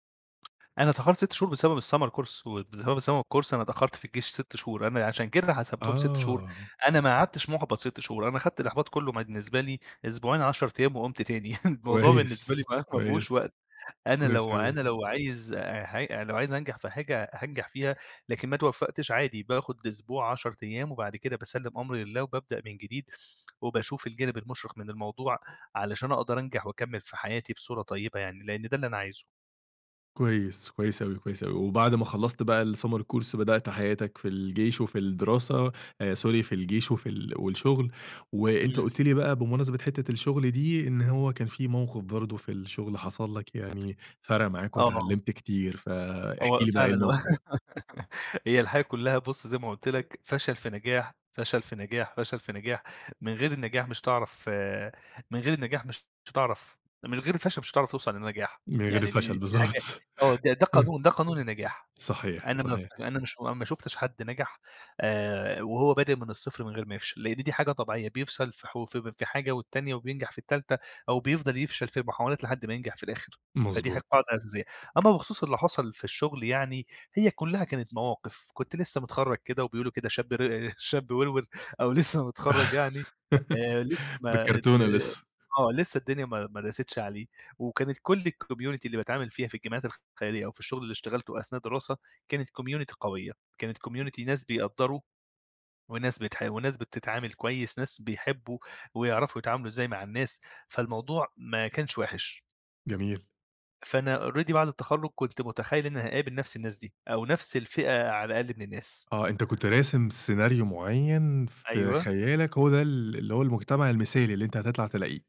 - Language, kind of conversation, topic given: Arabic, podcast, إزاي بتتعامل مع الفشل لما يغيّرلك مفهوم النجاح؟
- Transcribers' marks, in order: tapping; in English: "الSummer course"; in English: "الSummer course"; laughing while speaking: "كويس"; chuckle; in English: "الsummer course"; in English: "sorry"; laugh; laughing while speaking: "بالضبط"; laugh; laughing while speaking: "لسّه متخرّج يعني"; laugh; in English: "الcommunity"; in English: "community"; in English: "community"; in English: "already"